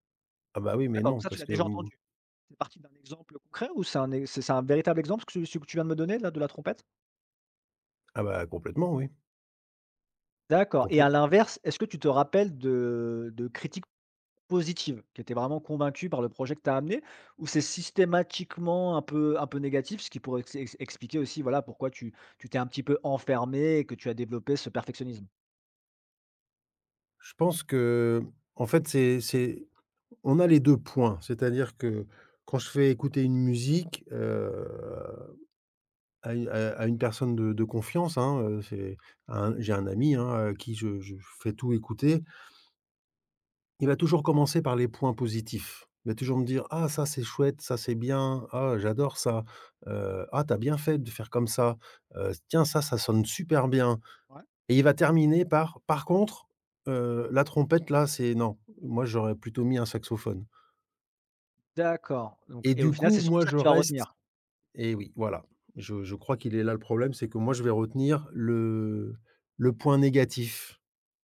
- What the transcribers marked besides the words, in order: tapping; drawn out: "heu"
- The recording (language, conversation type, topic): French, advice, Comment mon perfectionnisme m’empêche-t-il d’avancer et de livrer mes projets ?